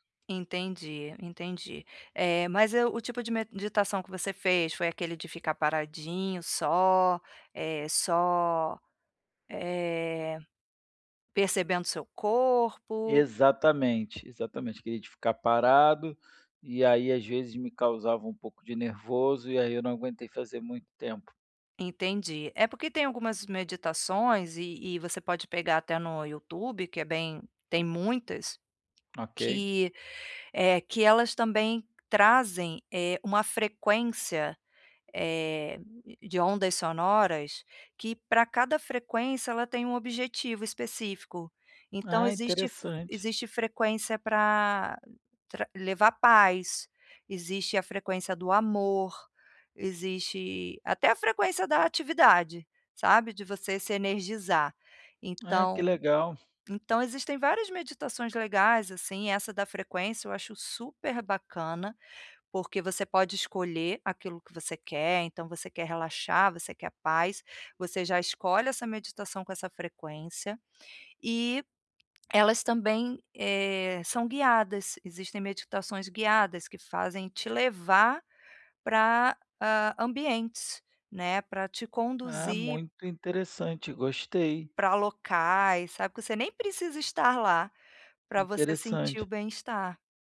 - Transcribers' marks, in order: tapping; other background noise
- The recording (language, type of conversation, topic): Portuguese, advice, Como posso criar um ritual breve para reduzir o estresse físico diário?